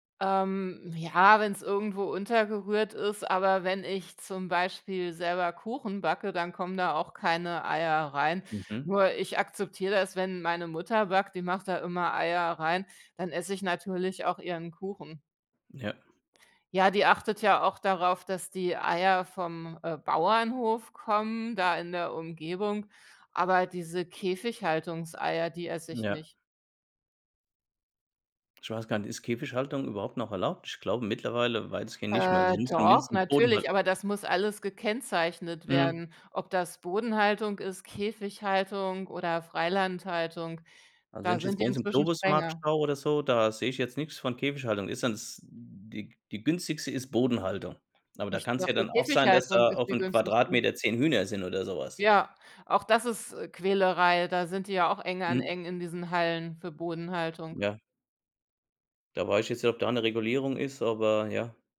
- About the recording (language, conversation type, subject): German, unstructured, Welche ausländischen Küchen magst du besonders?
- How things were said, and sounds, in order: other background noise